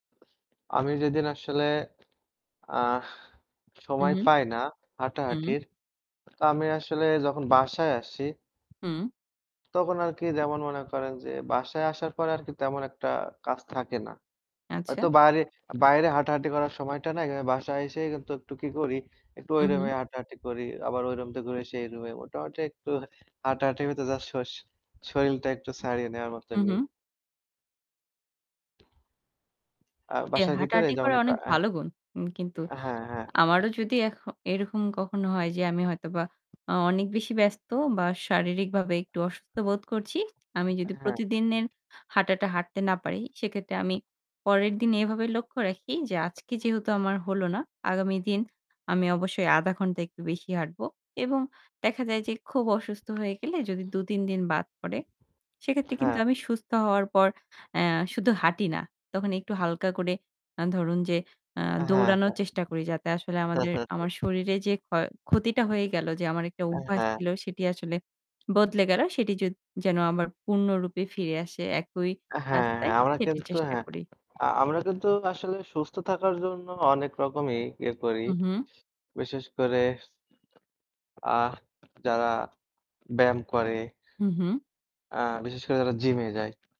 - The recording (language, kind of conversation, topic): Bengali, unstructured, আপনি কি প্রতিদিন হাঁটার চেষ্টা করেন, আর কেন করেন বা কেন করেন না?
- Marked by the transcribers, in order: static; distorted speech; tapping; horn; "শরীলটা" said as "শরীরটা"; other background noise; chuckle